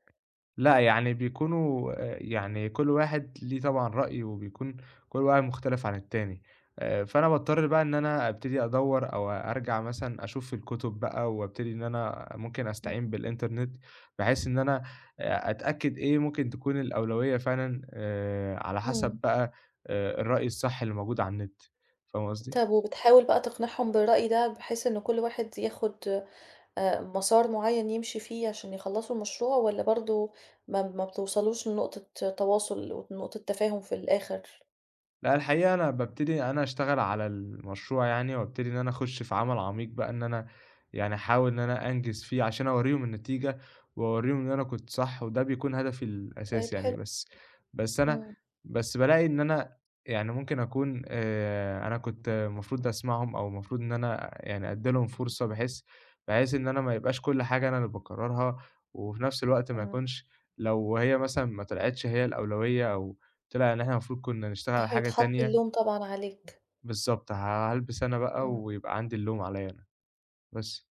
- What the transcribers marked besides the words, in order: tapping; other background noise; in English: "النت"
- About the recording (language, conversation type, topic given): Arabic, advice, إزاي عدم وضوح الأولويات بيشتّت تركيزي في الشغل العميق؟